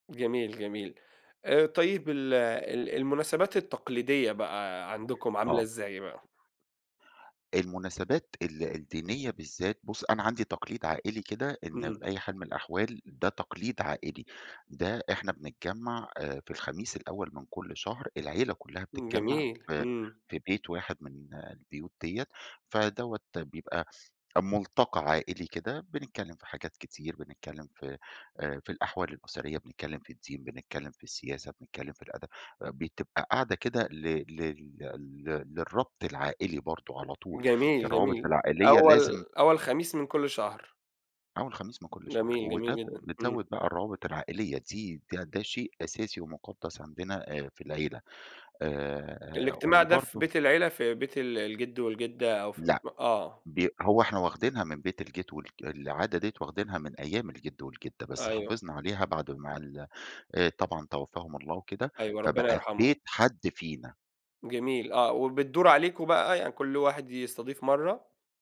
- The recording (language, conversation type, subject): Arabic, podcast, إزاي بتحتفلوا بالمناسبات التقليدية عندكم؟
- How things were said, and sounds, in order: other background noise; background speech; tapping